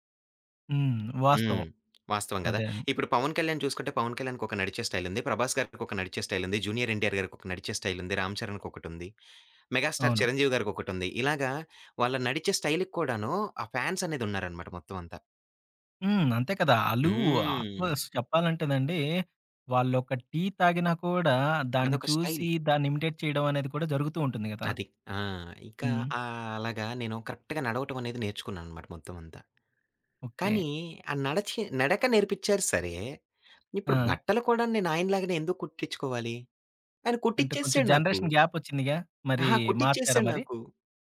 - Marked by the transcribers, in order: tapping; other background noise; in English: "స్టైల్"; in English: "స్టైల్"; in English: "స్టైల్"; in English: "స్టైల్‌కి"; in English: "ఫాన్స్"; in English: "ఇమిటేట్"; in English: "స్టైల్"; in English: "కరెక్ట్‌గా"; in English: "జనరేషన్ గ్యాప్"
- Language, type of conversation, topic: Telugu, podcast, నీ స్టైల్‌కు ప్రేరణ ఎవరు?